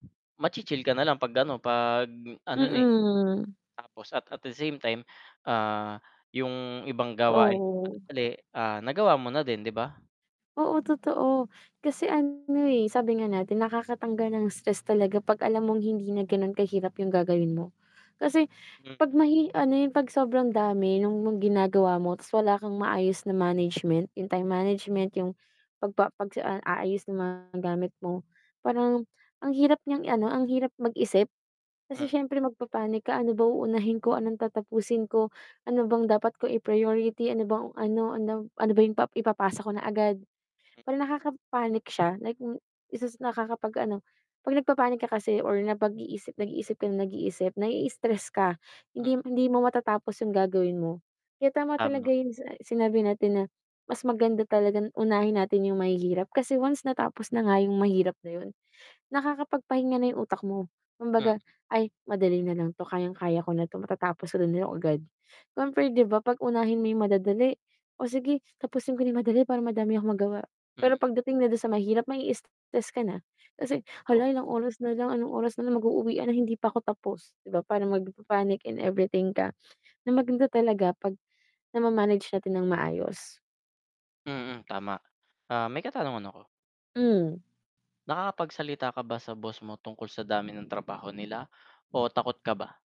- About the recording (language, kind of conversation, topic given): Filipino, unstructured, Paano mo haharapin ang boss na laging maraming hinihingi?
- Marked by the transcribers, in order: distorted speech; tapping; unintelligible speech; unintelligible speech; other background noise